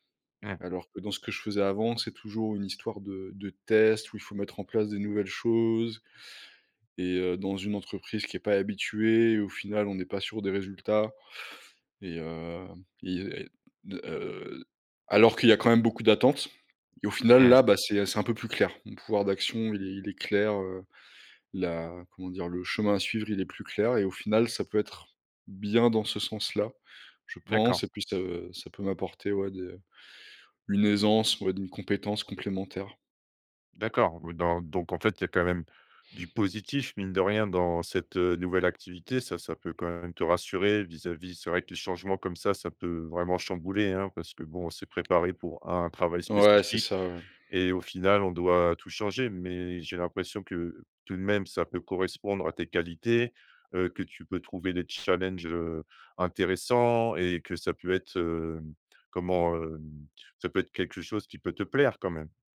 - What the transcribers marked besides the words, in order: tapping
- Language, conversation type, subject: French, advice, Comment as-tu vécu la perte de ton emploi et comment cherches-tu une nouvelle direction professionnelle ?